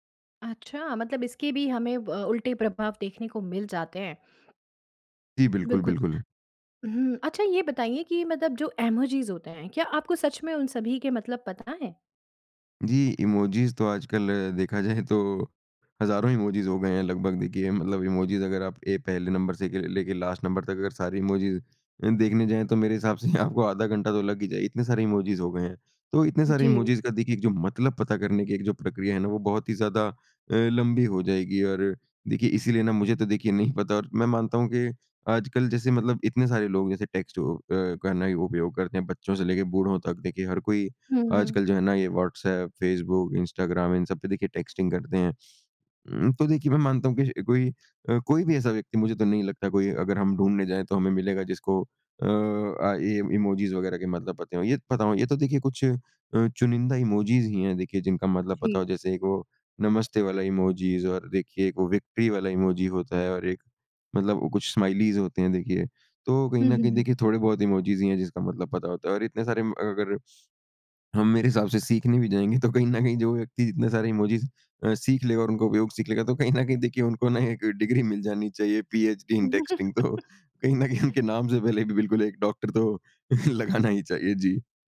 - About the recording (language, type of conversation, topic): Hindi, podcast, आप आवाज़ संदेश और लिखित संदेश में से किसे पसंद करते हैं, और क्यों?
- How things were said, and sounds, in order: in English: "लास्ट"; laughing while speaking: "यहाँ आपको"; in English: "टेक्स्ट"; in English: "टेक्स्टिंग"; in English: "विक्ट्री"; in English: "स्माइलीज़"; laughing while speaking: "कहीं ना कहीं"; laughing while speaking: "कहीं ना कहीं देखिए उनको … लगाना ही चाहिए"; laugh; in English: "इन टेक्सटिंग"